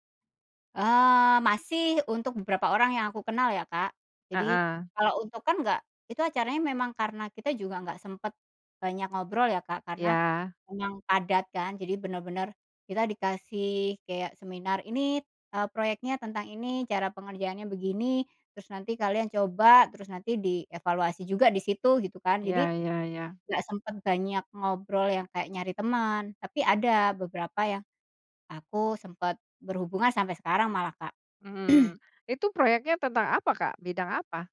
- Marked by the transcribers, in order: throat clearing
- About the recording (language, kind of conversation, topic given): Indonesian, podcast, Bagaimana cara Anda menjaga hubungan kerja setelah acara selesai?